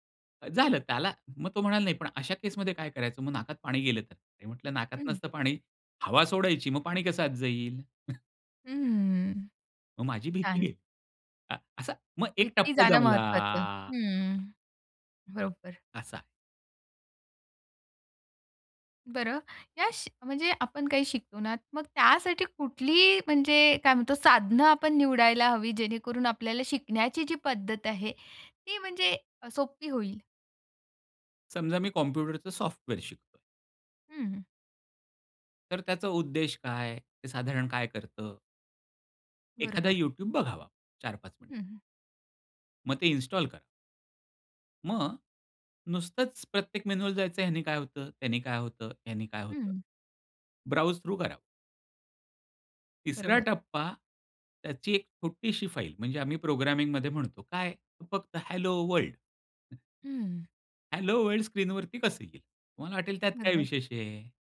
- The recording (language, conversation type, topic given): Marathi, podcast, स्वतःच्या जोरावर एखादी नवीन गोष्ट शिकायला तुम्ही सुरुवात कशी करता?
- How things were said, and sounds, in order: tapping; chuckle; drawn out: "जमला"; other noise; in English: "थ्रू"; in English: "हॅलो वर्ल्ड"; in English: "हॅलो वर्ल्ड"